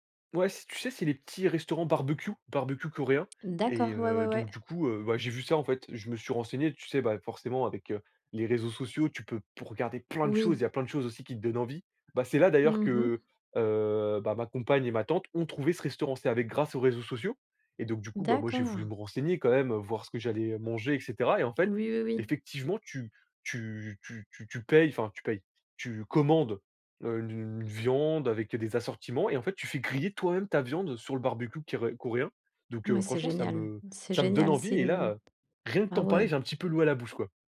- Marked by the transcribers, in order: tapping; stressed: "plein"
- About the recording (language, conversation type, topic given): French, podcast, Quelle découverte de cuisine de rue t’a le plus marqué ?